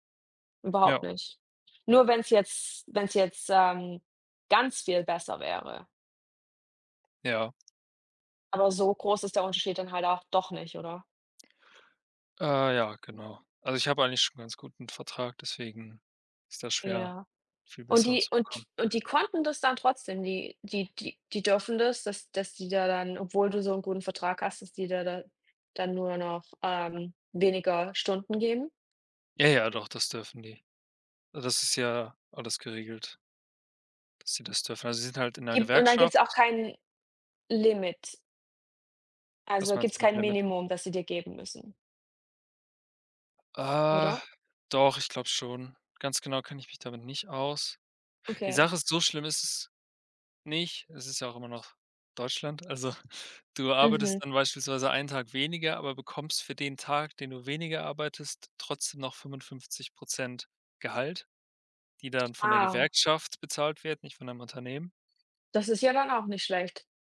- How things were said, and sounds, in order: chuckle
- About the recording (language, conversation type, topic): German, unstructured, Was war deine aufregendste Entdeckung auf einer Reise?